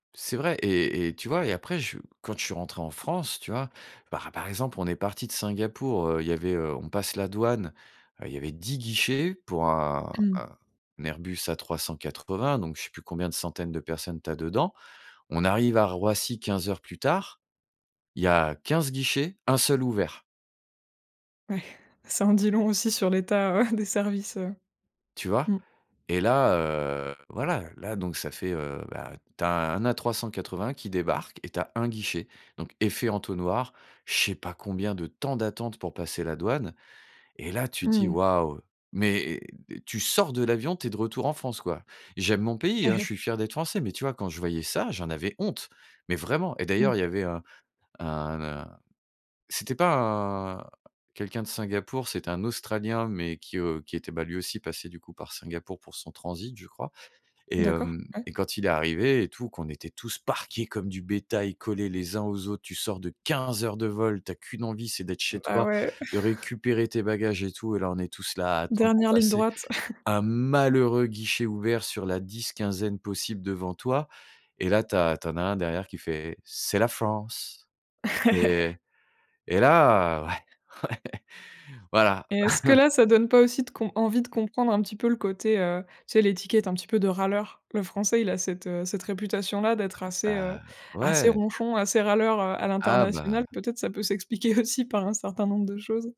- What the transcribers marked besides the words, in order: laughing while speaking: "Ouais, ça en dit long aussi sur l'état, heu, des services, heu"; other background noise; laugh; stressed: "quinze"; laugh; laugh; stressed: "malheureux"; laugh; laughing while speaking: "ouais, ouais"; laugh; tapping; laughing while speaking: "aussi"
- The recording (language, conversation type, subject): French, podcast, Quel voyage a bouleversé ta vision du monde ?